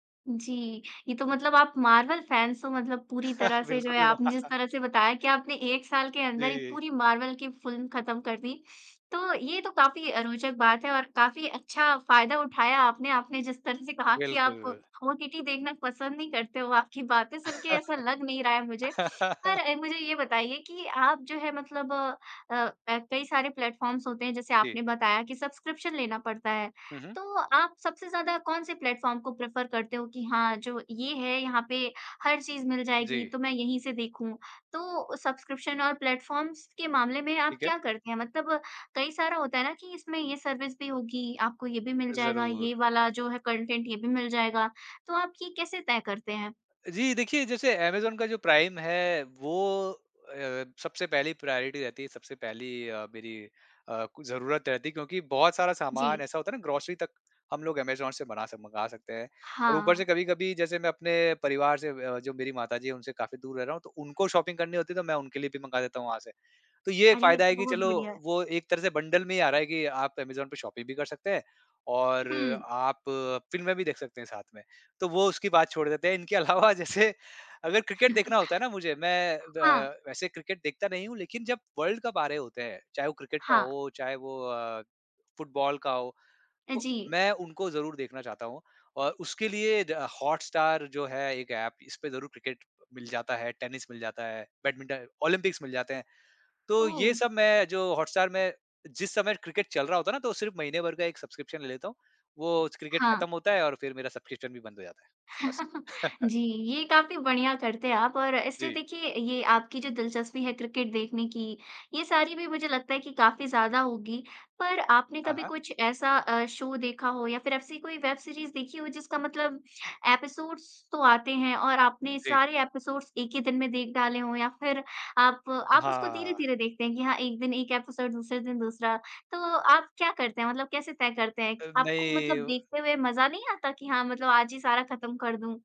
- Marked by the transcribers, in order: in English: "फैन्स"; chuckle; laughing while speaking: "बिल्कुल"; chuckle; laughing while speaking: "जिस तरह से कहा"; tapping; laugh; in English: "प्लेटफ़ॉर्म्स"; in English: "सब्सक्रिप्शन"; in English: "प्लेटफ़ॉर्म"; in English: "प्रिफ़र"; in English: "सब्सक्रिप्शन"; in English: "प्लेटफ़ॉर्म्स"; in English: "सर्विस"; in English: "कंटेंट"; in English: "प्रायोरिटी"; in English: "ग्रोसरी"; in English: "शॉपिंग"; in English: "बंडल"; in English: "शॉपिंग"; laughing while speaking: "अलावा जैसे"; chuckle; in English: "सब्सक्रिप्शन"; in English: "सब्सक्रिप्शन"; chuckle; in English: "शो"; in English: "एपिसोड्स"; in English: "एपिसोड्स"; in English: "एपिसोड"
- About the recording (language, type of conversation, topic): Hindi, podcast, ओटीटी पर आप क्या देखना पसंद करते हैं और उसे कैसे चुनते हैं?